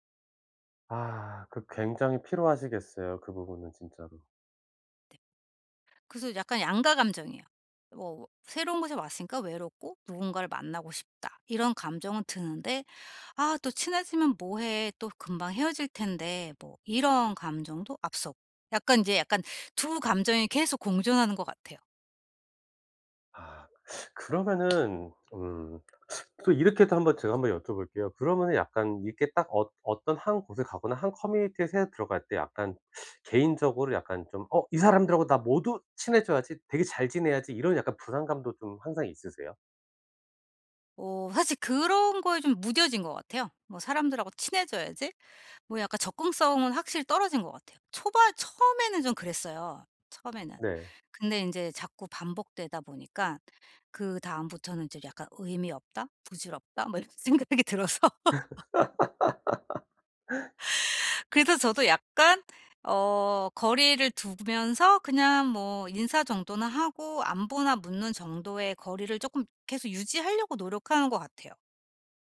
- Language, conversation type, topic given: Korean, advice, 새로운 나라에서 언어 장벽과 문화 차이에 어떻게 잘 적응할 수 있나요?
- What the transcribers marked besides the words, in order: tapping; other background noise; teeth sucking; laugh; laughing while speaking: "이런 생각이 들어서"; laugh